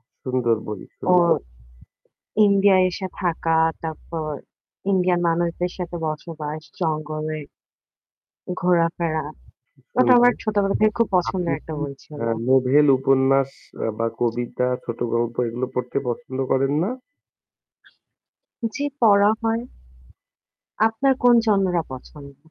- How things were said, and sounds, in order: static; tapping; "নোবেল" said as "নোভেল"; other background noise
- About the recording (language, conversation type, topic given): Bengali, unstructured, আপনি কোন ধরনের বই পড়তে সবচেয়ে বেশি পছন্দ করেন?